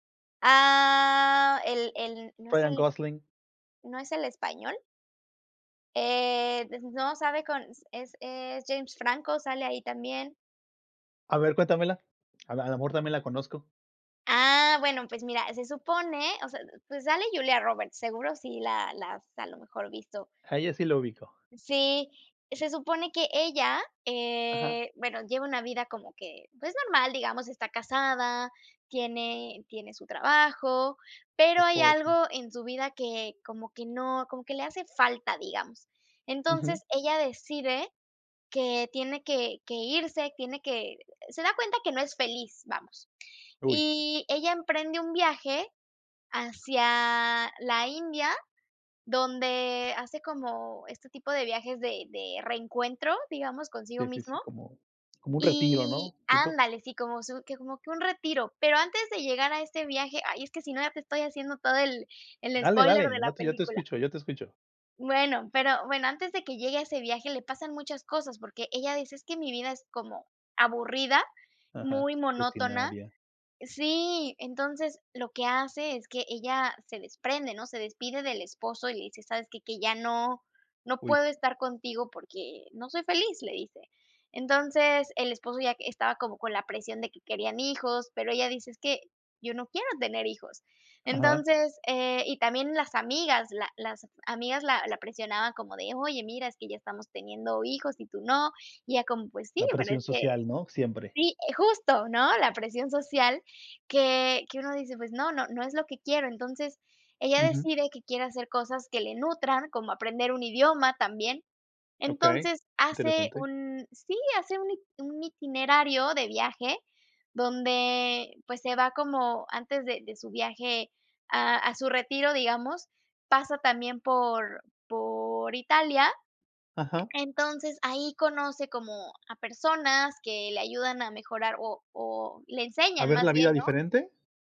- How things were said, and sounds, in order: drawn out: "Ah"; tapping
- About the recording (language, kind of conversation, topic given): Spanish, unstructured, ¿Cuál es tu película favorita y por qué te gusta tanto?